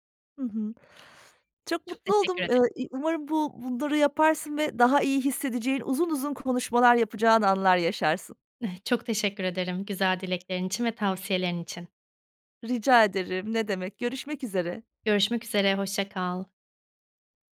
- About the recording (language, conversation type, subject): Turkish, advice, Topluluk önünde konuşurken neden özgüven eksikliği yaşıyorum?
- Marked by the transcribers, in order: other background noise; chuckle